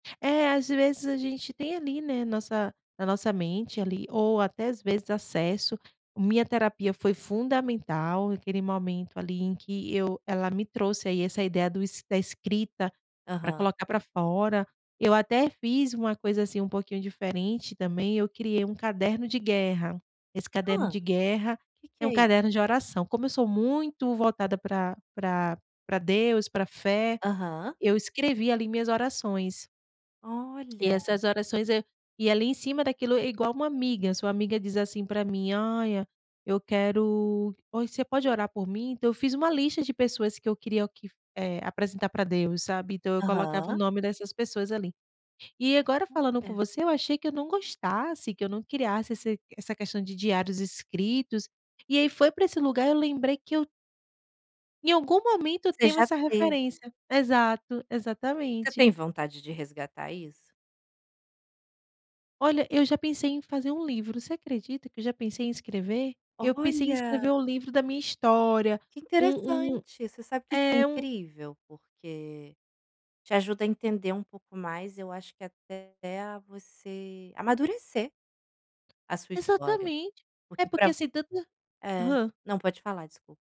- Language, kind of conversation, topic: Portuguese, advice, Como posso começar e manter um diário de ideias e rascunhos diariamente?
- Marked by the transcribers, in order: tapping; other background noise; unintelligible speech